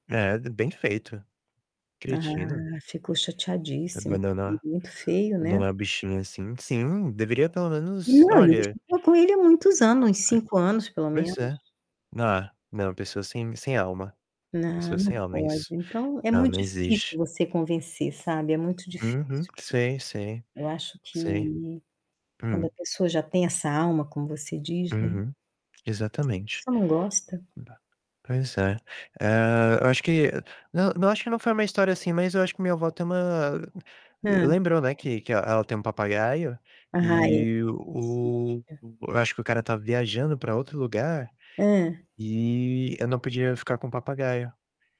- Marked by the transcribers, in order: tapping; static; distorted speech; other background noise; unintelligible speech; unintelligible speech; unintelligible speech; tongue click; unintelligible speech
- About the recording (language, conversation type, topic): Portuguese, unstructured, Como convencer alguém a não abandonar um cachorro ou um gato?